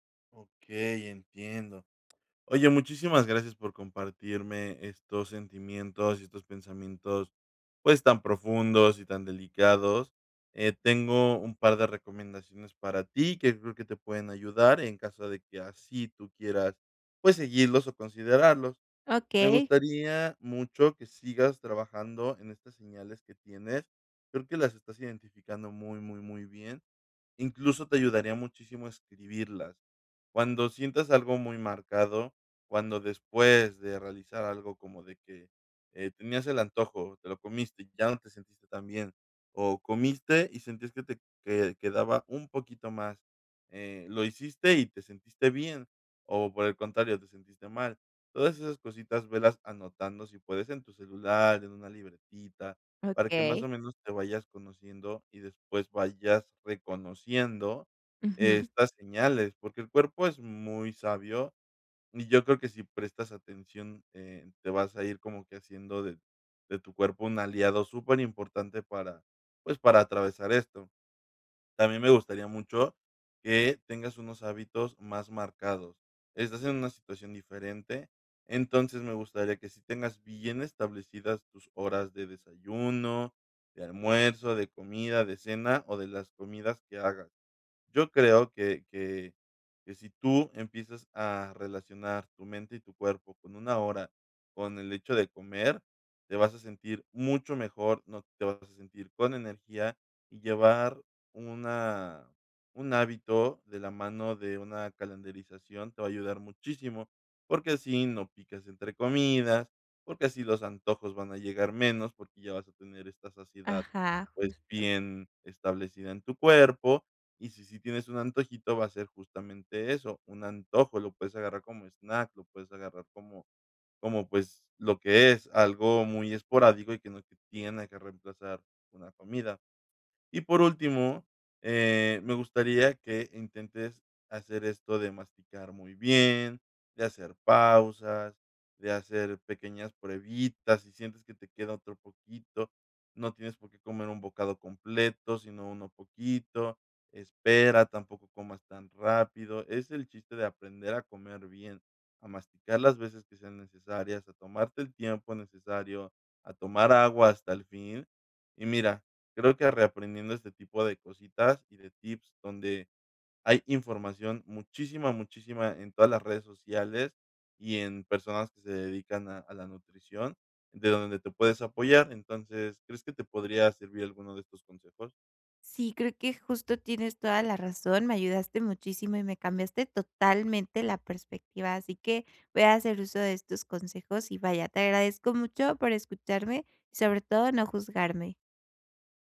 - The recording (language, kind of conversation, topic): Spanish, advice, ¿Cómo puedo reconocer y responder a las señales de hambre y saciedad?
- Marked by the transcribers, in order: other background noise